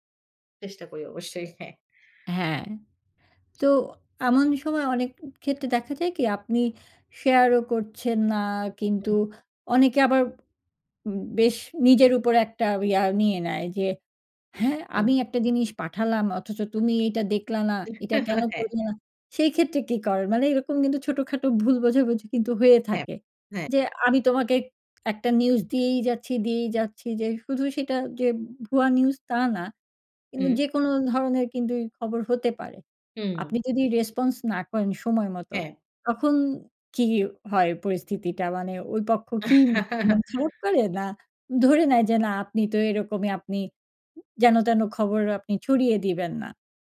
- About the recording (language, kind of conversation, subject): Bengali, podcast, ফেক নিউজ চিনতে তুমি কী কৌশল ব্যবহার করো?
- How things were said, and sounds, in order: chuckle; tapping; in English: "রেসপন্স"; chuckle